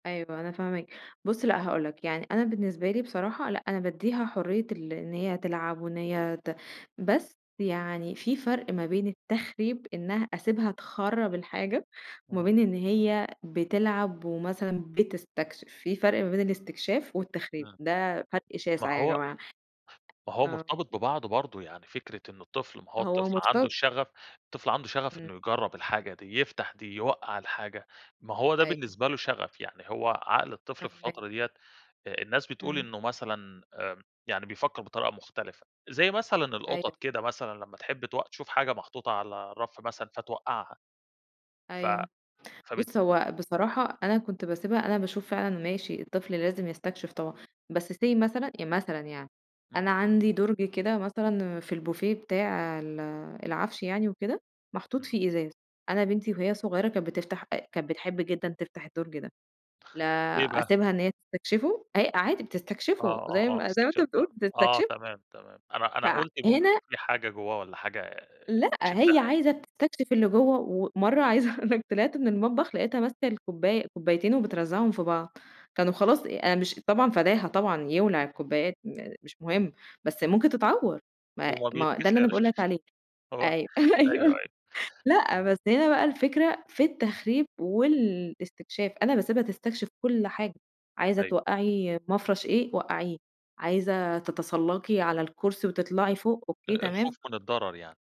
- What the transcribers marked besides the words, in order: tapping; in English: "say"; chuckle; laughing while speaking: "عايزة اقول لَك"; other background noise; laughing while speaking: "أيوه"
- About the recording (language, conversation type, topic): Arabic, podcast, إزاي نعلّم ولادنا عادات مستدامة بطريقة بسيطة؟